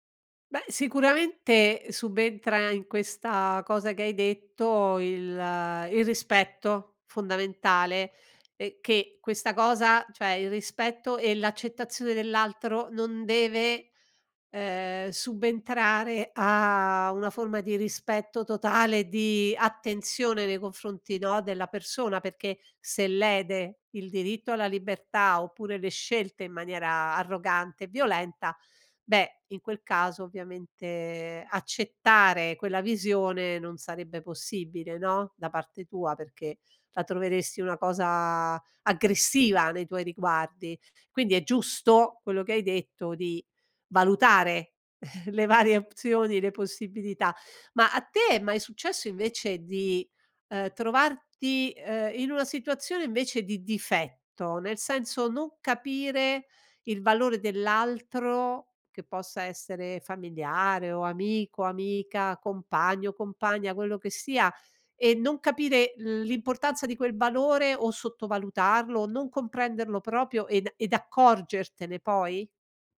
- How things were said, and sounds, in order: chuckle; laughing while speaking: "le varie opzioni"
- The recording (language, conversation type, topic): Italian, podcast, Cosa fai quando i tuoi valori entrano in conflitto tra loro?